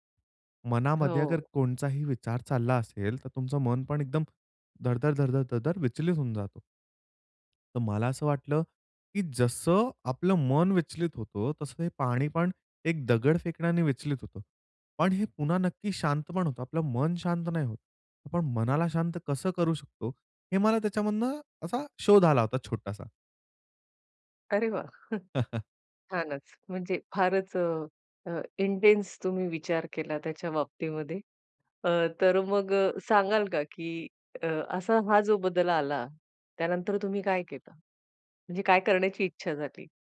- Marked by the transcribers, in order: chuckle; in English: "इंटेन्स"
- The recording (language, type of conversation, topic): Marathi, podcast, निसर्गातल्या एखाद्या छोट्या शोधामुळे तुझ्यात कोणता बदल झाला?